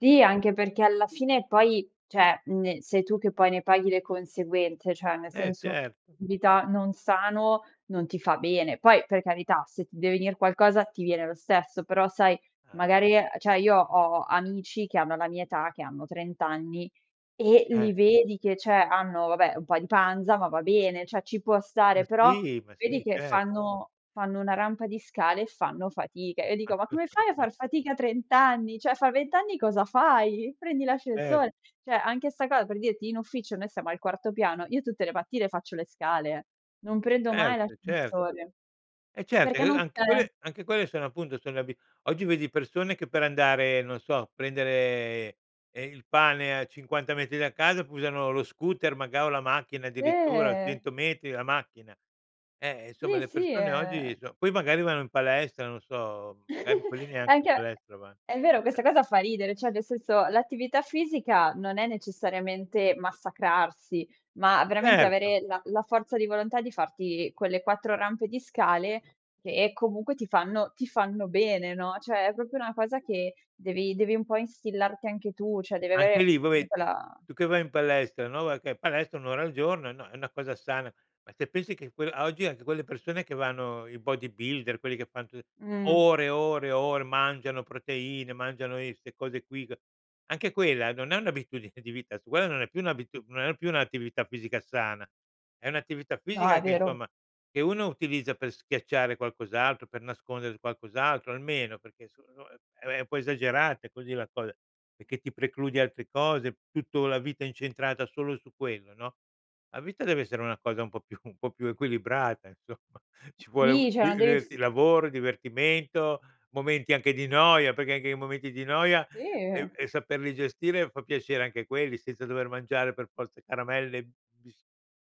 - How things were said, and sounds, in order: "cioè" said as "ceh"; "cioè" said as "ceh"; "cioè" said as "ceh"; "cioè" said as "ceh"; unintelligible speech; "Cioè" said as "ceh"; "Cioè" said as "ceh"; drawn out: "Eh"; giggle; chuckle; "cioè" said as "ceh"; "cioè" said as "ceh"; "proprio" said as "propio"; "cioè" said as "ceh"; tapping; unintelligible speech; "perché" said as "peché"; "perché" said as "peché"; laughing while speaking: "più"; laughing while speaking: "insomma"; "cioè" said as "ceh"; "perché" said as "peché"
- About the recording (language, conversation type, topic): Italian, podcast, Quali abitudini ti hanno cambiato davvero la vita?